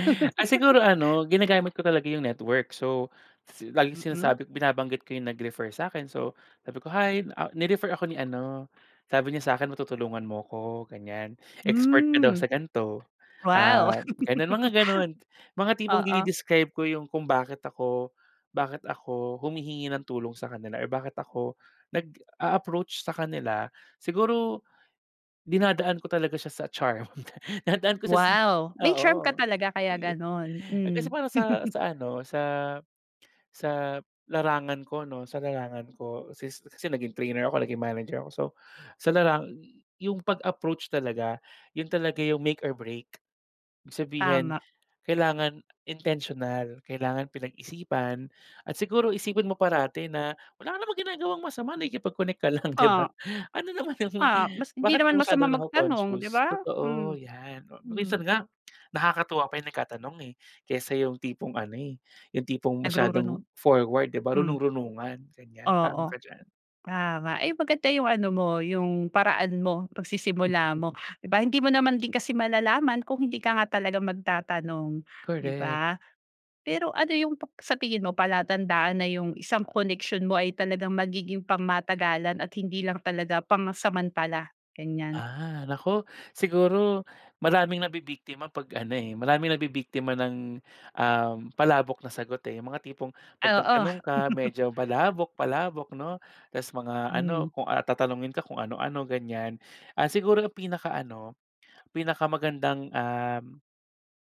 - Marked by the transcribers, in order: tapping; chuckle; in English: "charm"; chuckle; in English: "charm"; in English: "make or break"; in English: "intentional"; chuckle; in English: "nako-conscious?"
- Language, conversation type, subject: Filipino, podcast, Gaano kahalaga ang pagbuo ng mga koneksyon sa paglipat mo?